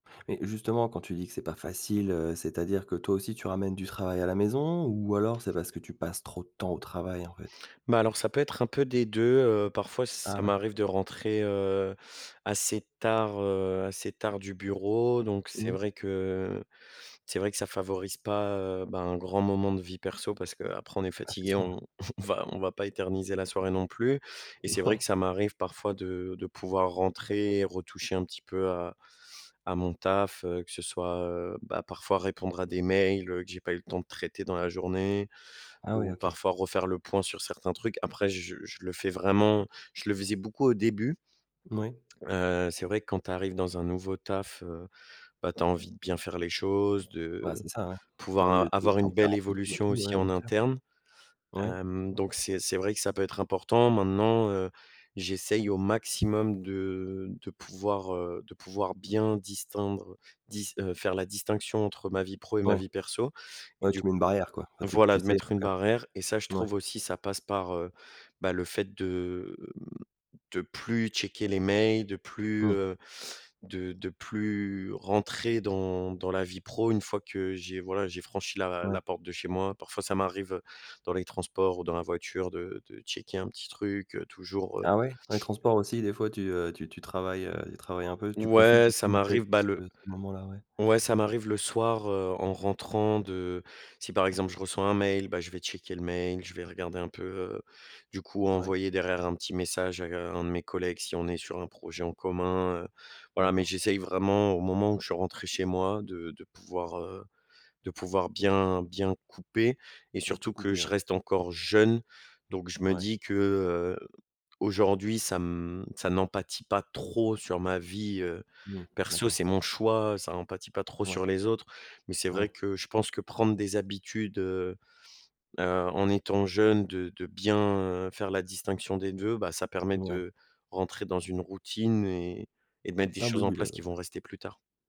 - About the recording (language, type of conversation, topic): French, podcast, Comment gères-tu l’équilibre entre ta vie professionnelle et ta vie personnelle ?
- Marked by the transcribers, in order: other background noise; tapping; laughing while speaking: "on va"; laughing while speaking: "Ouais"; stressed: "maximum"; "distinguer" said as "distindre"; stressed: "jeune"; stressed: "trop"